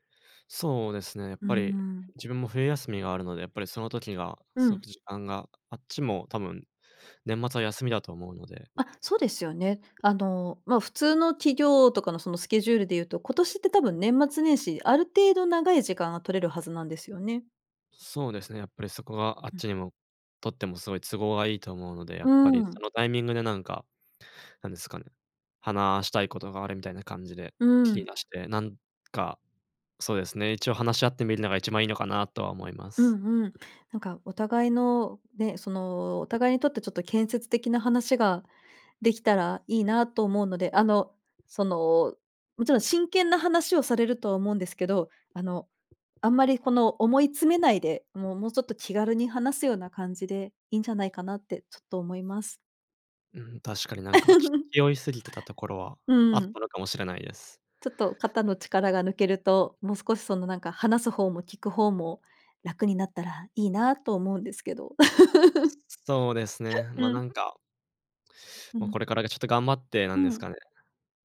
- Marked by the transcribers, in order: laugh; other background noise; other noise; laugh
- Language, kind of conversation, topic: Japanese, advice, パートナーとの関係の変化によって先行きが不安になったとき、どのように感じていますか？